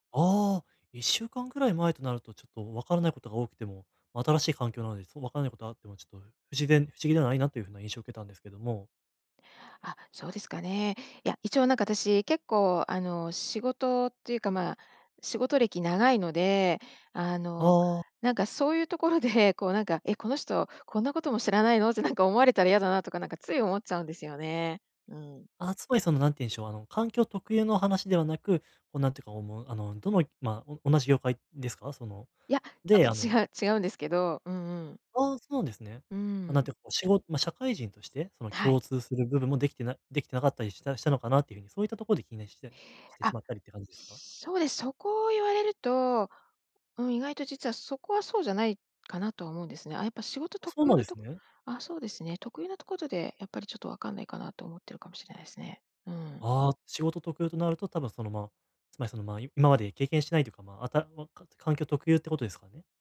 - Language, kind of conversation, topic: Japanese, advice, 他人の評価を気にしすぎない練習
- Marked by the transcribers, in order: none